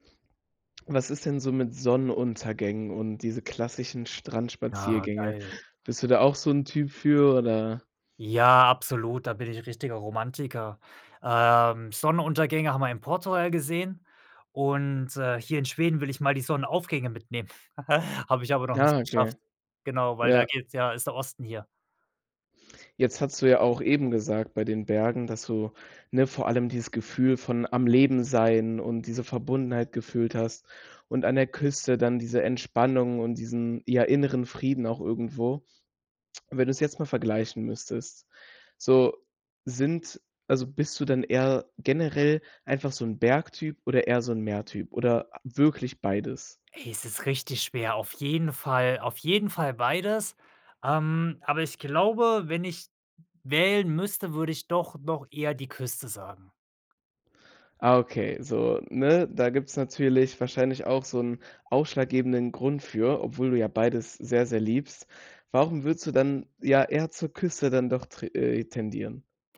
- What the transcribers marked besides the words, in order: chuckle
- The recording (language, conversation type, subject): German, podcast, Was fasziniert dich mehr: die Berge oder die Küste?